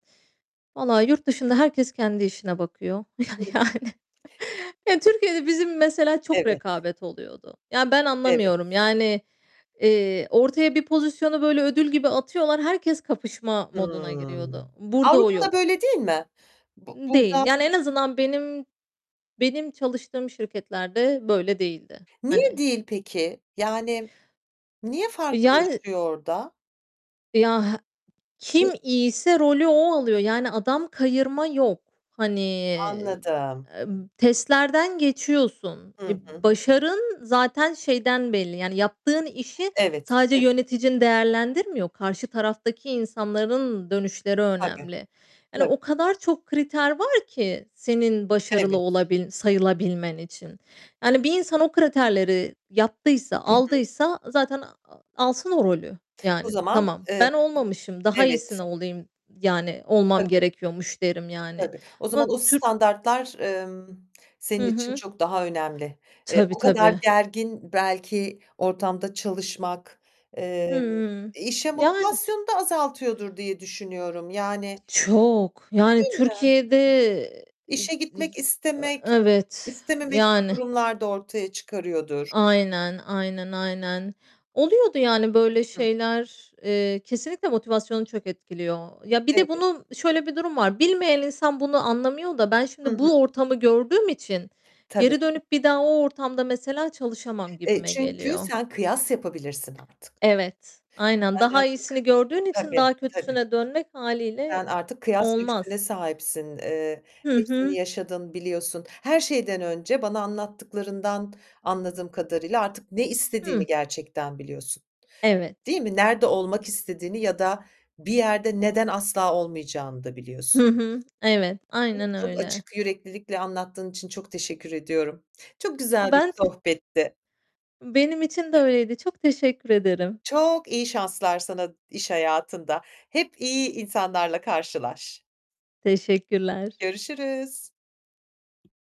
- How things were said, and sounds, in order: distorted speech; laughing while speaking: "ya yani"; static; other background noise; tapping; stressed: "Çok"
- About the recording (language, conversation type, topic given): Turkish, podcast, İş değiştirirken en çok neye bakarsın?